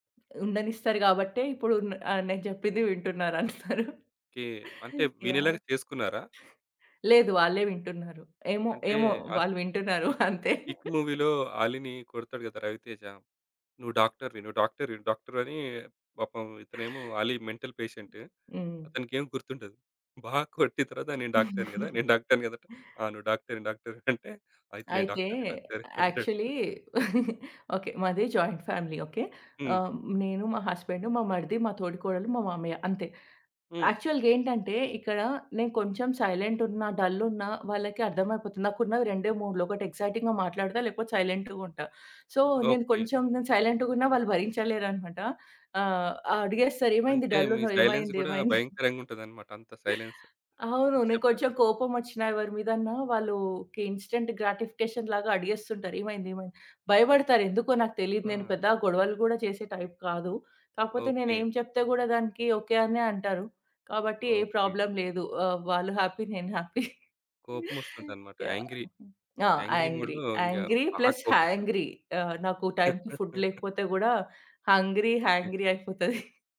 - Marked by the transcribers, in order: other background noise; laughing while speaking: "అందరూ"; laughing while speaking: "వాళ్ళు వింటున్నారు అంతే"; in English: "మెంటల్ పేషెంట్"; chuckle; in English: "యాక్చువల్లి"; chuckle; in English: "జాయింట్ ఫ్యామిలీ"; giggle; in English: "యాక్చువల్‌గా"; in English: "ఎక్సైటింగ్‌గా"; in English: "సైలెంట్‌గా"; in English: "సో"; in English: "సైలెన్స్"; in English: "సైలెన్స్"; in English: "ఇన్‌స్టంట్ గ్రాటిఫికేషన్"; in English: "టైప్"; in English: "ప్రాబ్లమ్"; in English: "యాంగ్రీ, యాంగ్రీ మూడ్‌లో"; in English: "హ్యాపీ"; in English: "హ్యాపీ"; laughing while speaking: "హ్యాపీ"; in English: "యాంగ్రీ ప్లస్ హ్యాంగ్రీ"; chuckle; in English: "ఫుడ్"; in English: "హంగ్రీ హాన్గ్రీ"
- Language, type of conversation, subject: Telugu, podcast, హైడ్రేషన్ తగ్గినప్పుడు మీ శరీరం చూపించే సంకేతాలను మీరు గుర్తించగలరా?